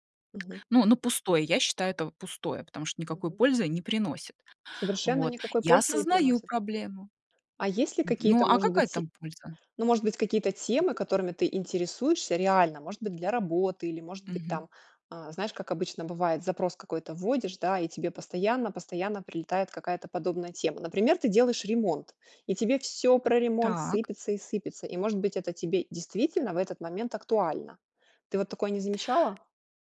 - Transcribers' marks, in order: tapping
- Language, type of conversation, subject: Russian, podcast, Как вы справляетесь с бесконечными лентами в телефоне?